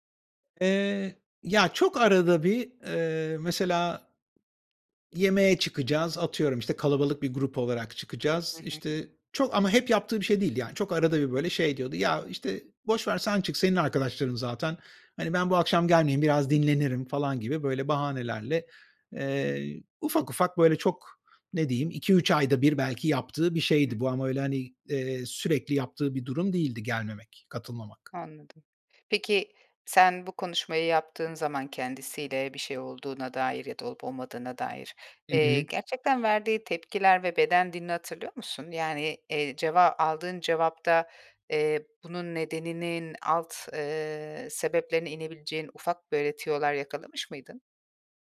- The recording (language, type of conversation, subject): Turkish, advice, Uzun bir ilişkiden sonra yaşanan ani ayrılığı nasıl anlayıp kabullenebilirim?
- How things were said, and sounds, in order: other background noise; tapping